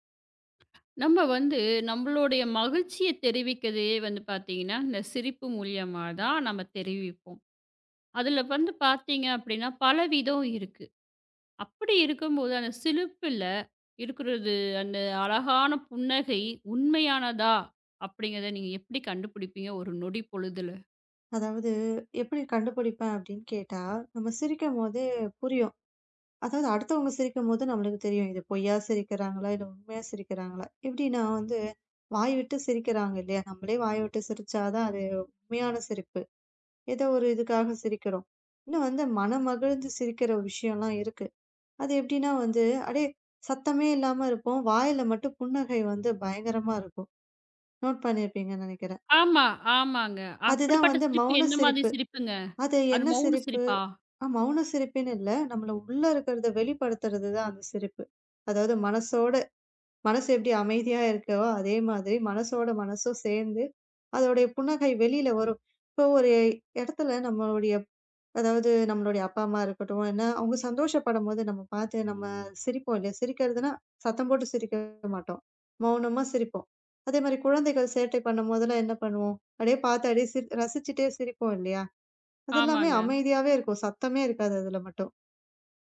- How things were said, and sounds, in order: other noise; "சிரிப்புல" said as "சிலிப்புல"
- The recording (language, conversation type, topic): Tamil, podcast, சிரித்துக்கொண்டிருக்கும் போது அந்தச் சிரிப்பு உண்மையானதா இல்லையா என்பதை நீங்கள் எப்படி அறிகிறீர்கள்?